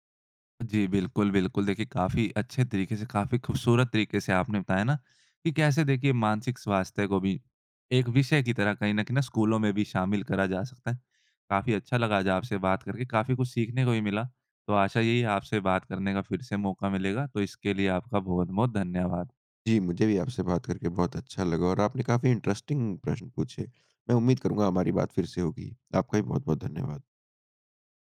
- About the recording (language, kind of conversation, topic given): Hindi, podcast, मानसिक स्वास्थ्य को स्कूल में किस तरह शामिल करें?
- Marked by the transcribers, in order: in English: "इंट्रेस्टिंग"